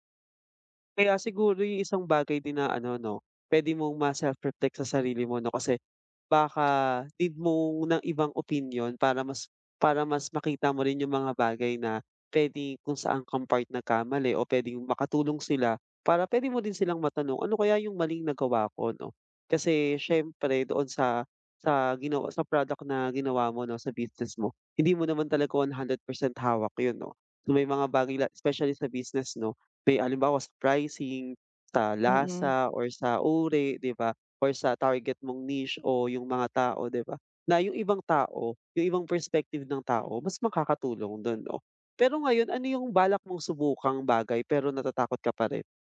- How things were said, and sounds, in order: none
- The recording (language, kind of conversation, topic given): Filipino, advice, Paano mo haharapin ang takot na magkamali o mabigo?